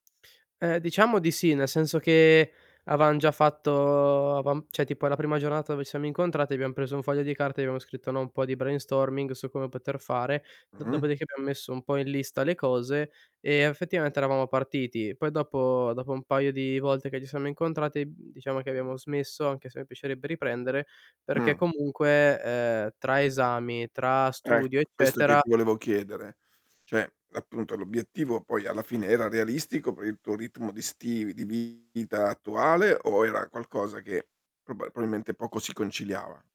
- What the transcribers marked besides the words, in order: "avevamo" said as "avam"; "avevamo" said as "avam"; "cioè" said as "ceh"; distorted speech; tapping; static; other background noise; "probabilmente" said as "proabilmente"; other noise
- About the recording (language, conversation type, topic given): Italian, advice, Quando e in che modo perdi motivazione dopo pochi giorni di pratica?